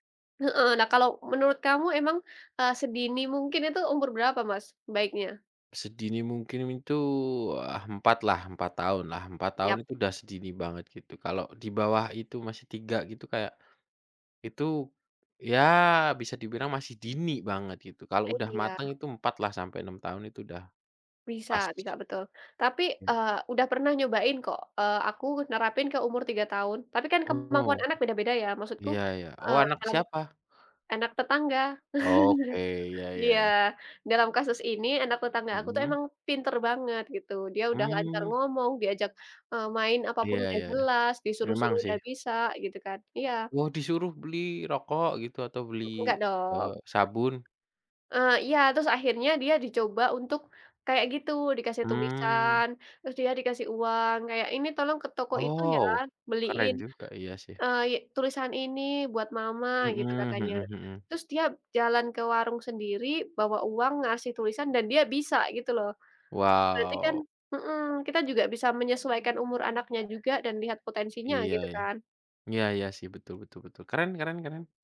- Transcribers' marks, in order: tapping; chuckle; other background noise
- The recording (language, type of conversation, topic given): Indonesian, unstructured, Bagaimana cara mengajarkan anak tentang uang?